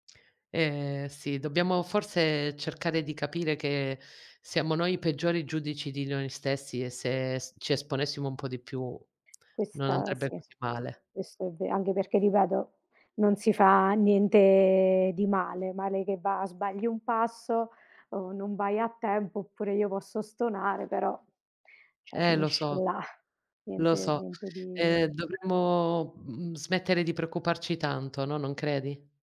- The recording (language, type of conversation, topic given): Italian, unstructured, Qual è la parte di te che pochi conoscono?
- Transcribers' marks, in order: other background noise; "cioè" said as "ceh"